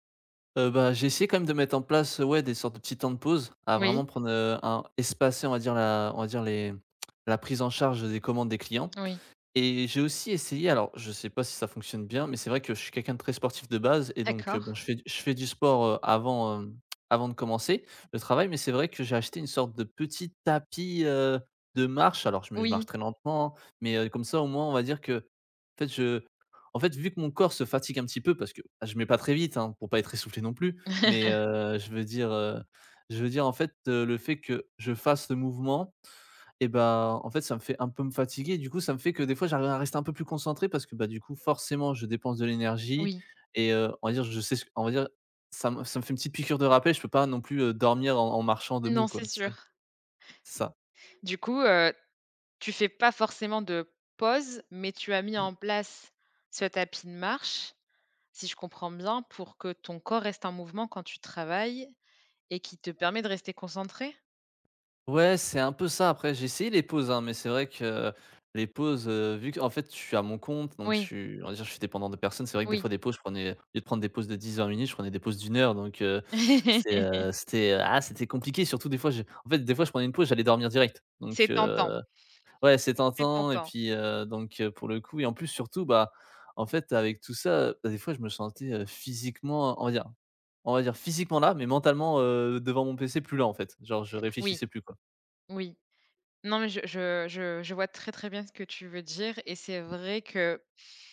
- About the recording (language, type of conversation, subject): French, advice, Comment puis-je rester concentré pendant de longues sessions, même sans distractions ?
- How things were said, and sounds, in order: tsk; tapping; chuckle; laugh